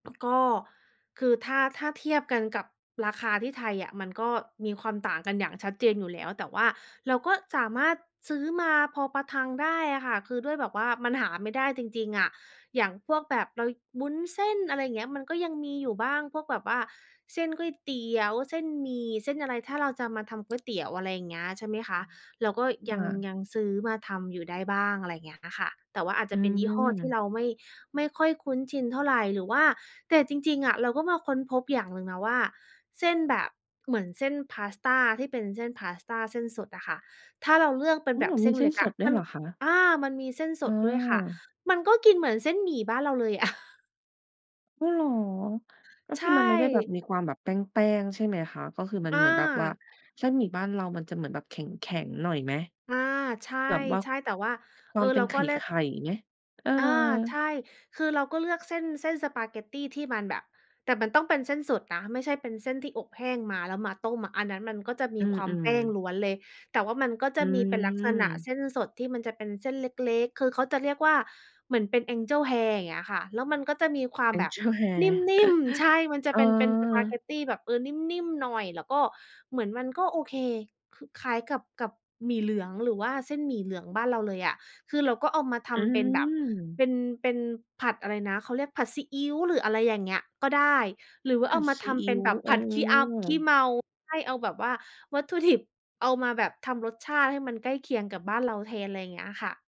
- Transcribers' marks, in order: laughing while speaking: "อะ"; in English: "Angel hair"; in English: "Angel hair"; chuckle; laughing while speaking: "ดิบ"
- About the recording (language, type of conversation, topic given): Thai, podcast, เวลาเจอวัตถุดิบในครัวหมดหรือขาดบ่อย ๆ คุณเลือกใช้อะไรทดแทนและมีหลักคิดอย่างไร?